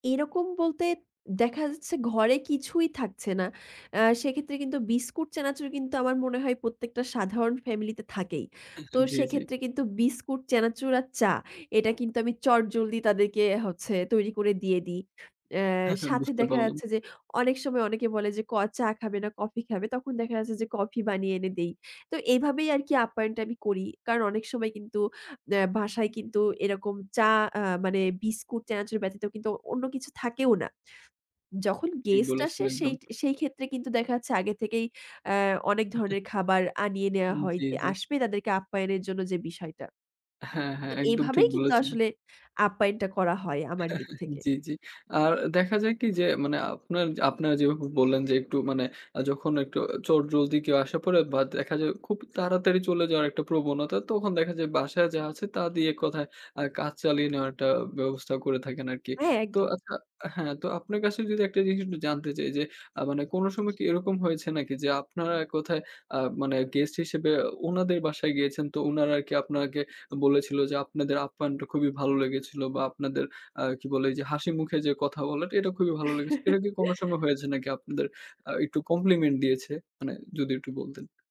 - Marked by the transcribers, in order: tapping; chuckle; chuckle; chuckle; chuckle; in English: "compliment"
- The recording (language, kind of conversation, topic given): Bengali, podcast, আপনি অতিথিদের জন্য কী ধরনের খাবার আনতে পছন্দ করেন?